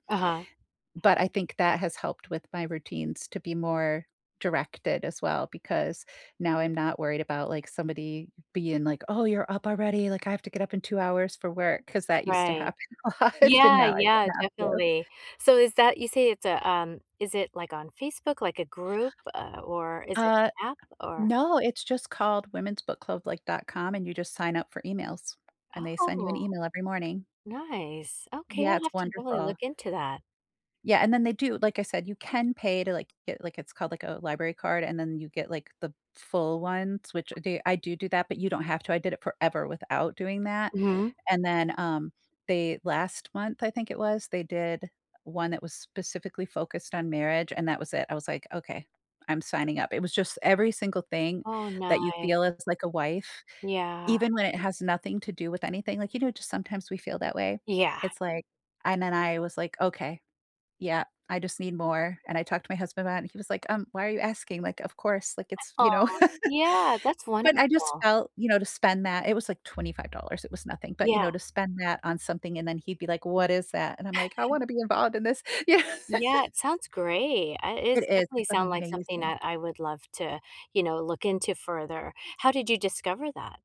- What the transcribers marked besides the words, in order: tapping; other background noise; put-on voice: "Oh, you're up already, like … hours for work"; laughing while speaking: "a lot"; laugh; chuckle; laughing while speaking: "You know?"
- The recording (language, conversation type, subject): English, unstructured, What morning habit helps you start your day off best?